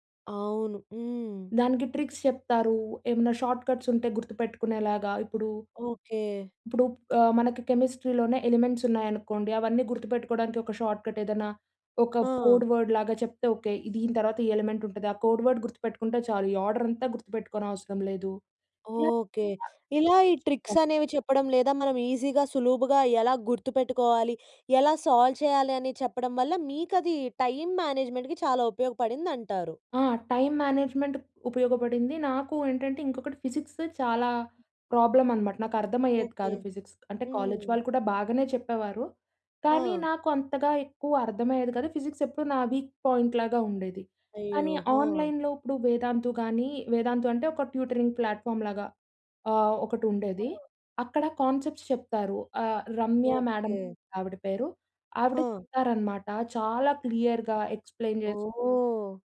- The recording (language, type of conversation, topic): Telugu, podcast, డిజిటల్ సాధనాలు విద్యలో నిజంగా సహాయపడాయా అని మీరు భావిస్తున్నారా?
- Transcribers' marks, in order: in English: "ట్రిక్స్"; in English: "షార్ట్‌కట్స్"; in English: "కెమిస్ట్రీలోనే ఎలిమెంట్స్"; in English: "షార్ట్‌కట్"; in English: "కోడ్ వర్డ్"; in English: "ఎలిమెంట్"; in English: "కోడ్ వర్డ్"; in English: "ఆర్డర్"; in English: "ట్రిక్స్"; other noise; in English: "ఈజీగా"; in English: "సాల్వ్"; in English: "టైమ్ మేనేజ్మెంట్‌కి"; in English: "టైమ్ మేనేజ్‍మెంట్"; in English: "ఫిజిక్స్"; in English: "ప్రాబ్లమ్"; in English: "ఫిజిక్స్"; in English: "కాలేజ్"; in English: "ఫిజిక్స్"; in English: "వీక్ పాయింట్"; in English: "ఆన్‍లైన్‍లో"; in English: "ట్యూటరింగ్ ప్లాట్‍ఫామ్"; in English: "కాన్సెప్ట్స్"; in English: "క్లియర్‌గా ఎక్స్‌ప్లెయిన్"